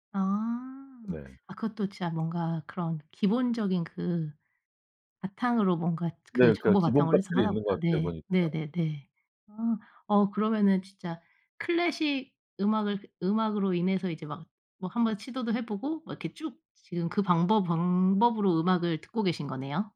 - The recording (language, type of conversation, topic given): Korean, podcast, 가족의 음악 취향이 당신의 음악 취향에 영향을 주었나요?
- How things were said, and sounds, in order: tapping; other background noise